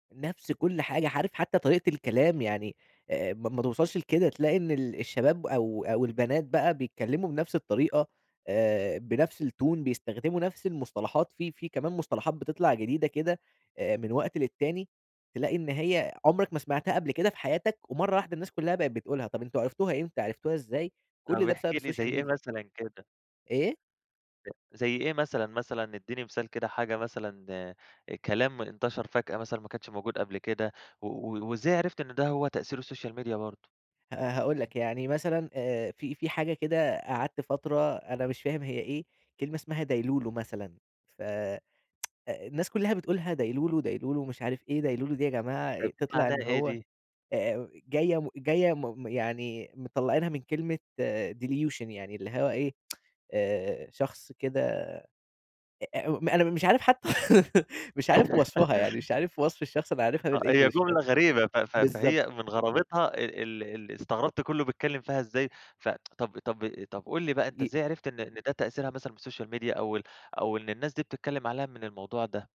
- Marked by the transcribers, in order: in English: "الTone"; in English: "السوشيال ميديا"; other noise; in English: "السوشيال ميديا"; in English: "دايلولو"; tsk; in English: "دايلولو، دايلولو"; in English: "دايلولو"; in English: "Delusion"; tsk; laugh; in English: "بالEnglish"; tsk; in English: "السوشيال ميديا"
- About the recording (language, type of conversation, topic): Arabic, podcast, ازاي السوشيال ميديا بتأثر على أذواقنا؟